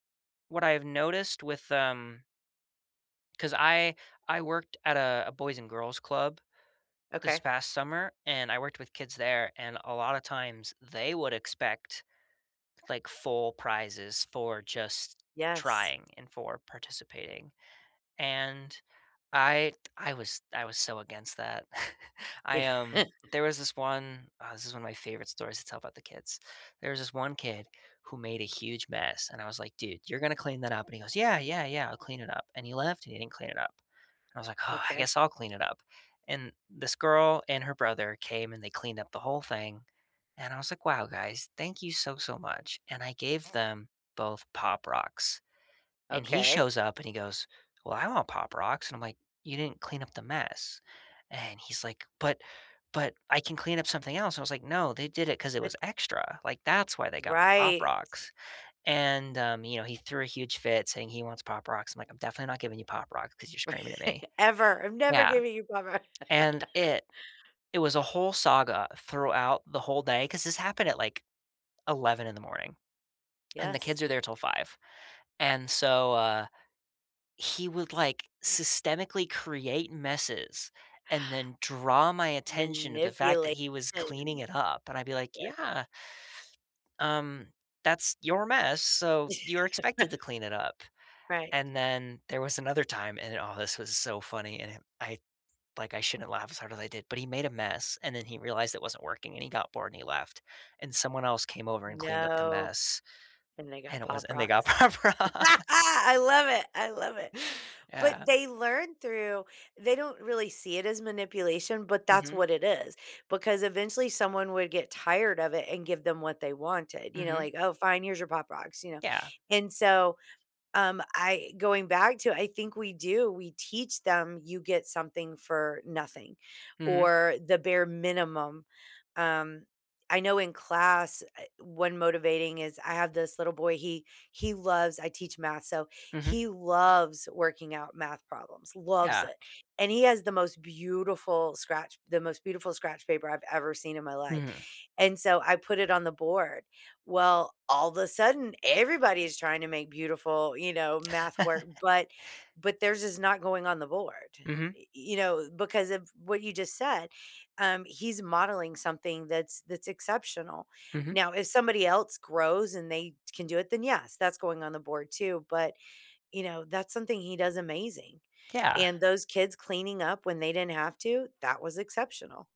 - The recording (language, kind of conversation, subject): English, unstructured, How can you convince someone that failure is part of learning?
- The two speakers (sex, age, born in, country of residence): female, 50-54, United States, United States; male, 20-24, United States, United States
- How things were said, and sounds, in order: chuckle; laughing while speaking: "Yeah"; laugh; laugh; background speech; gasp; laugh; laugh; laughing while speaking: "Pop Rocks!"; laugh